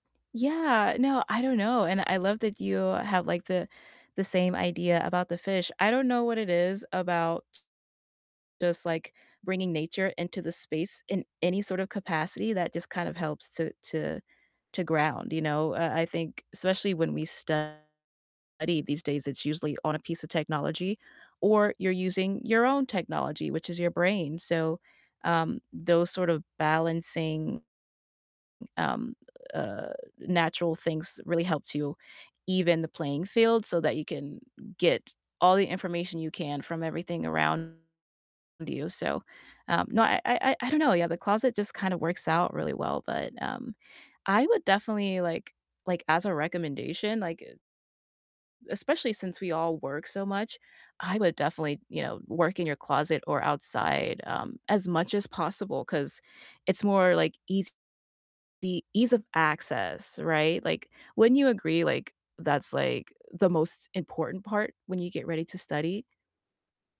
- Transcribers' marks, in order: tapping; distorted speech; other background noise
- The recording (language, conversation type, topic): English, unstructured, What is your favorite place to study, and what routines help you focus best?
- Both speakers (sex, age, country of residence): female, 30-34, United States; male, 35-39, United States